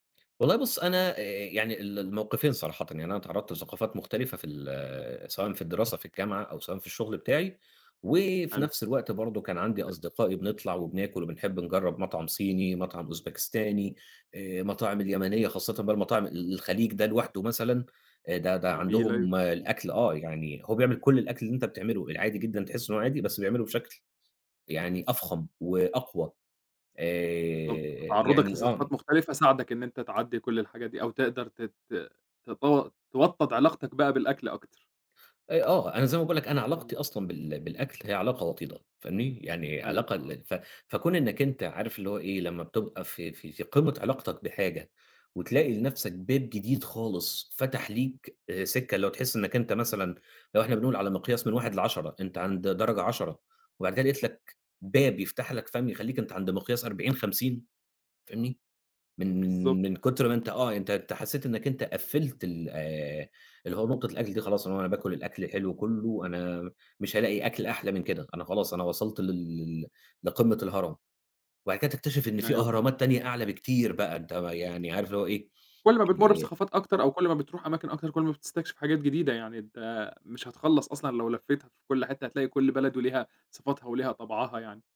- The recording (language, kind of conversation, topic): Arabic, podcast, ايه هو الطعم اللي غيّر علاقتك بالأكل؟
- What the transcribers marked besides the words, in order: other background noise; tapping